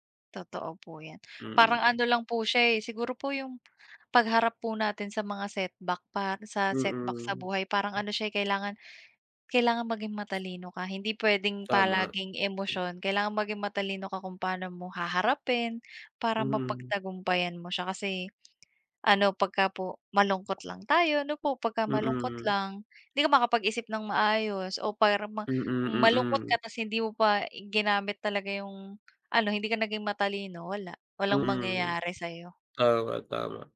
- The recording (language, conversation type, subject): Filipino, unstructured, Paano mo hinaharap ang mga pagsubok at kabiguan sa buhay?
- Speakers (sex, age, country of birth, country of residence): female, 30-34, Philippines, Philippines; male, 25-29, Philippines, Philippines
- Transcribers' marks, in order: tapping; other background noise